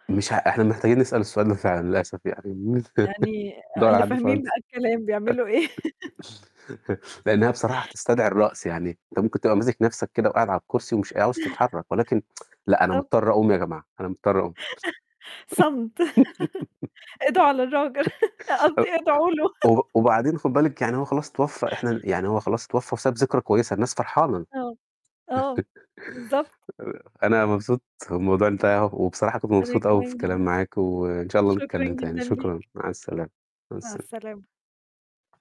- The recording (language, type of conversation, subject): Arabic, unstructured, هل ممكن أغنية واحدة تسيب أثر كبير في حياتك؟
- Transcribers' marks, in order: chuckle; distorted speech; laugh; chuckle; tapping; tsk; chuckle; giggle; laughing while speaking: "قصدي ادعوا له"; chuckle; chuckle